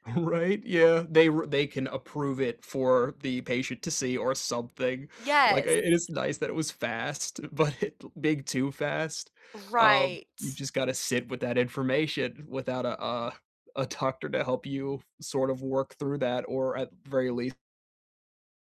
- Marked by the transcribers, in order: laughing while speaking: "Right?"; laughing while speaking: "but"
- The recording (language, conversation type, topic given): English, unstructured, What role do you think technology plays in healthcare?